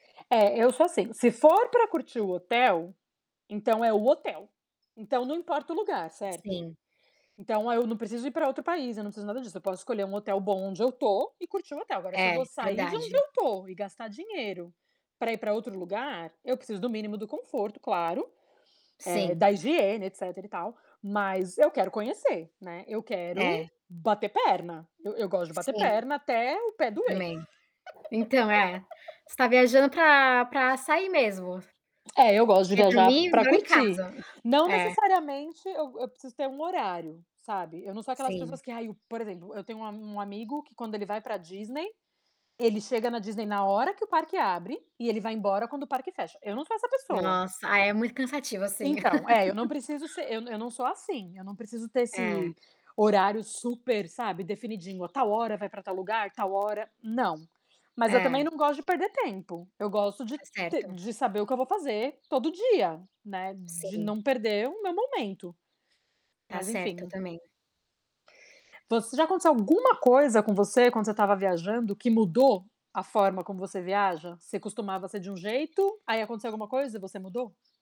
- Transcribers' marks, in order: distorted speech; laugh; chuckle; laugh; tapping
- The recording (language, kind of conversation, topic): Portuguese, unstructured, O que você gosta de experimentar quando viaja?
- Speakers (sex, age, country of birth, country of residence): female, 25-29, Brazil, United States; female, 40-44, Brazil, United States